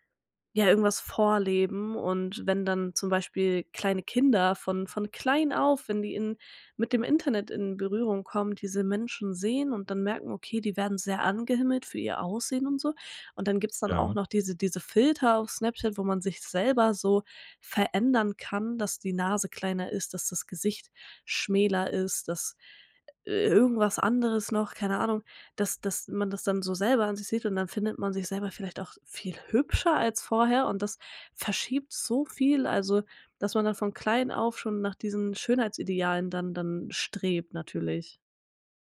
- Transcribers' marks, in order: none
- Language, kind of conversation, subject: German, podcast, Wie beeinflussen Filter dein Schönheitsbild?